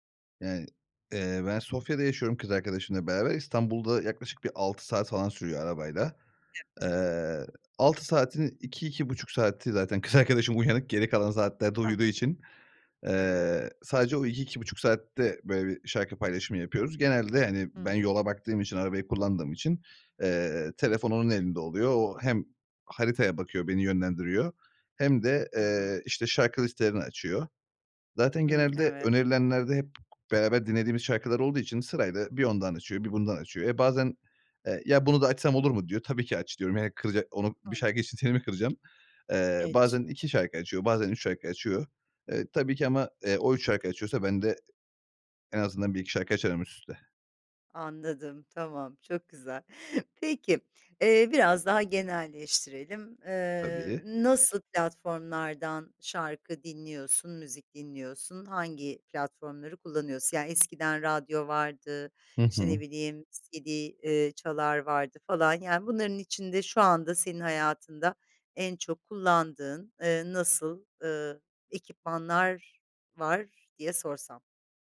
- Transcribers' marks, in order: unintelligible speech; other background noise; tapping; unintelligible speech; unintelligible speech
- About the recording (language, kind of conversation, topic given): Turkish, podcast, İki farklı müzik zevkini ortak bir çalma listesinde nasıl dengelersin?